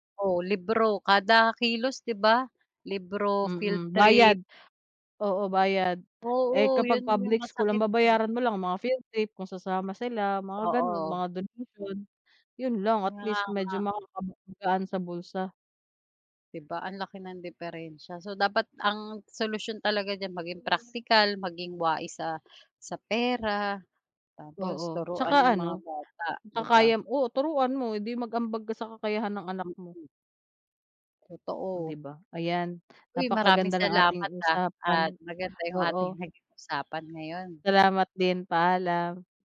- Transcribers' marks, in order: none
- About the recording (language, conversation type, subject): Filipino, unstructured, Sa tingin mo ba, sulit ang halaga ng matrikula sa mga paaralan ngayon?